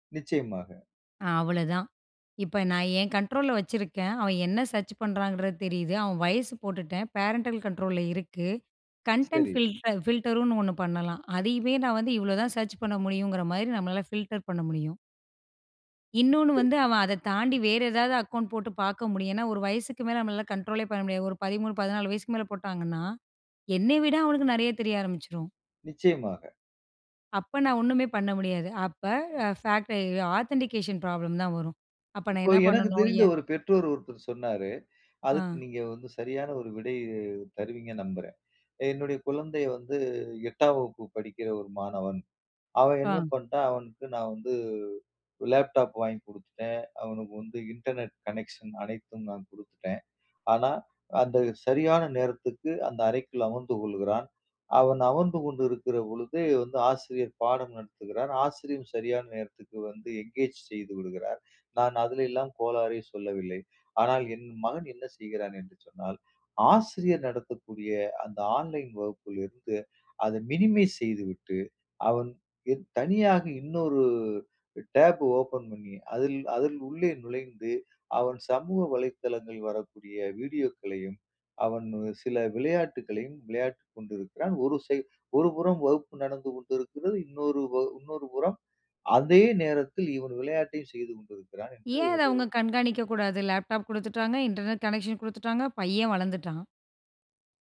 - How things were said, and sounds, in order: in English: "கண்ட்ரோலில"; in English: "சர்ச்"; in English: "பேரன்டல் கண்ட்ரோலில"; in English: "கன்டென்ட் ஃபில் ஃபில்டர்ன்னு"; in English: "சர்ச்"; in English: "ஃபில்டர்"; in English: "அக்கவுண்ட்"; in English: "கண்ட்ரோல்லே"; in English: "ஃபாக்டரி ஆதென்டிகேஷன் ப்ராப்ளம்"; in English: "இன்டர்நெட் கனெக்ஷன்"; in English: "என்கேஜ்"; in English: "மினிமைஸ்"; in English: "டேப் ஓப்பன்"; in English: "இன்டர்நெட் கனெக்ஷன்"
- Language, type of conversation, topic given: Tamil, podcast, குழந்தைகள் ஆன்லைனில் இருக்கும் போது பெற்றோர் என்னென்ன விஷயங்களை கவனிக்க வேண்டும்?